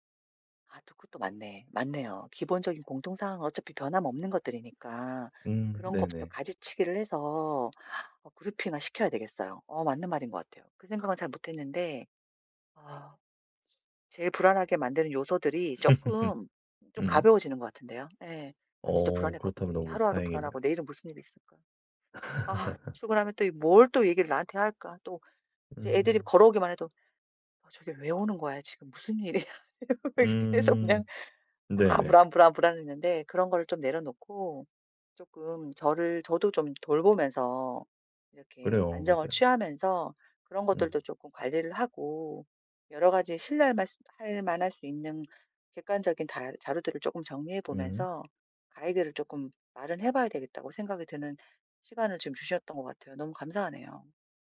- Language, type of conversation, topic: Korean, advice, 통제할 수 없는 사건들 때문에 생기는 불안은 어떻게 다뤄야 할까요?
- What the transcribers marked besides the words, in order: tapping; in English: "그룹핑화"; laugh; other background noise; laugh; laughing while speaking: "일이야?' 이러면서 계속"